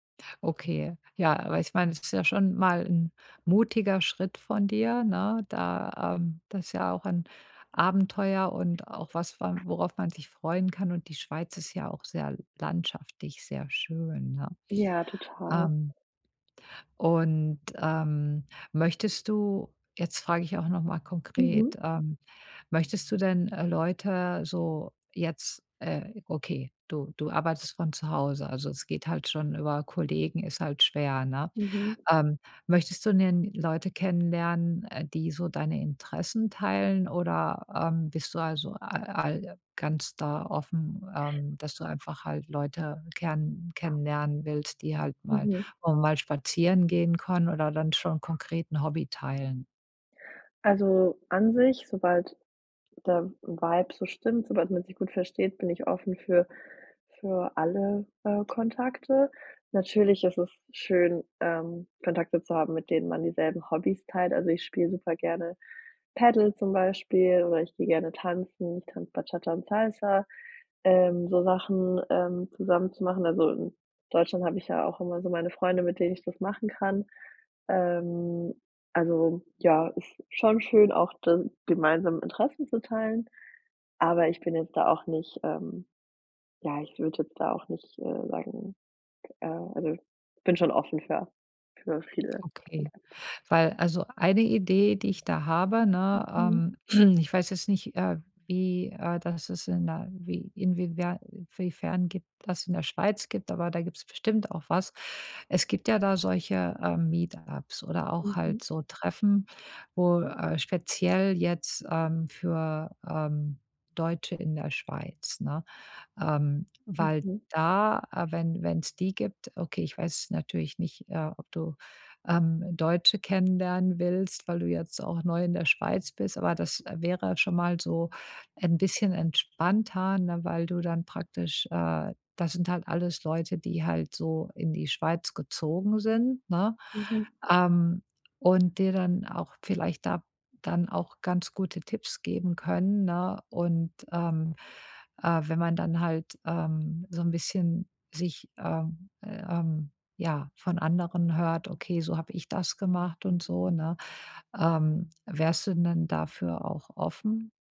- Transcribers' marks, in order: other background noise; drawn out: "Ähm"; throat clearing; "inwiefern" said as "inwiewern"; in English: "Meetups"
- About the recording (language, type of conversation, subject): German, advice, Wie kann ich entspannt neue Leute kennenlernen, ohne mir Druck zu machen?